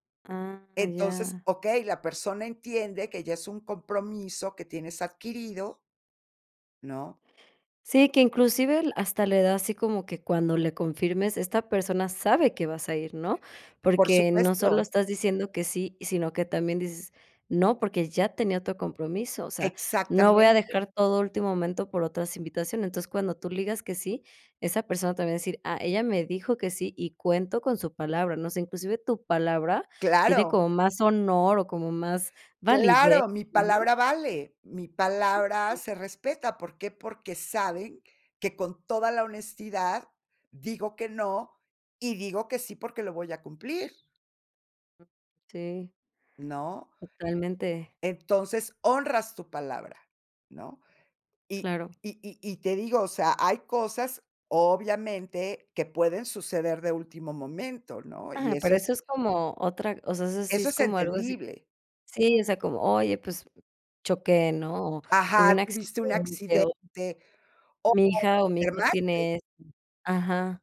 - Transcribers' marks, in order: unintelligible speech; unintelligible speech
- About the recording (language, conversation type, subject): Spanish, podcast, ¿Cómo decides cuándo decir no a tareas extra?